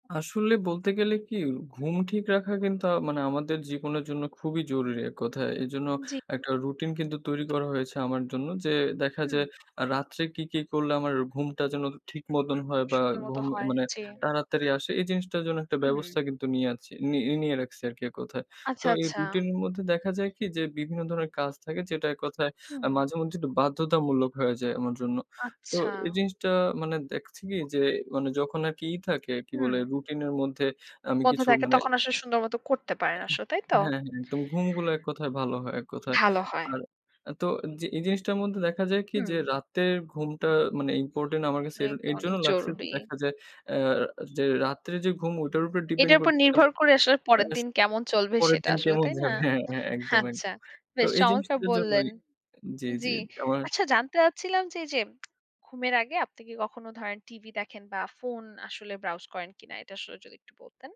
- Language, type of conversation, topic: Bengali, podcast, ভালো ঘুম নিশ্চিত করতে আপনি রাতের রুটিন কীভাবে সাজান?
- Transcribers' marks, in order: other background noise; tapping; unintelligible speech; laughing while speaking: "যাবে"; laughing while speaking: "আচ্ছা"